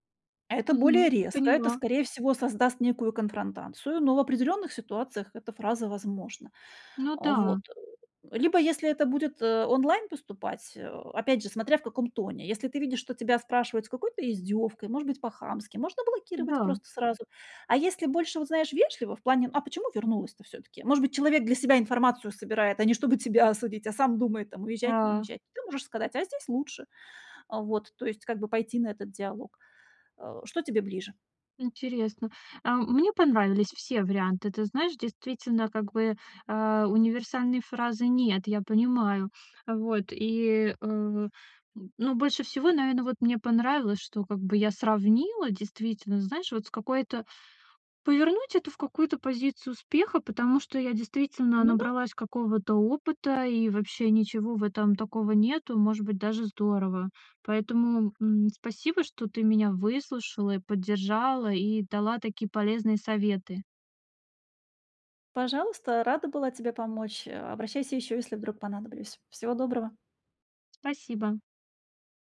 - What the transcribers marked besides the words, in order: other background noise; laughing while speaking: "осудить"
- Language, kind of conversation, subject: Russian, advice, Как мне перестать бояться оценки со стороны других людей?